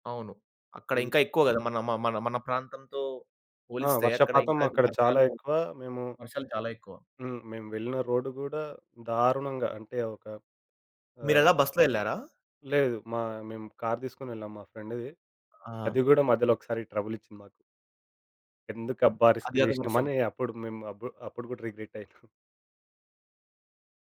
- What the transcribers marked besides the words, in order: other background noise; in English: "రిస్క్"; in English: "రిగ్రెట్"
- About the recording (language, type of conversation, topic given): Telugu, podcast, ప్రమాదం తీసుకోవాలనుకున్నప్పుడు మీకు ఎందుకు భయం వేస్తుంది లేదా ఉత్సాహం కలుగుతుంది?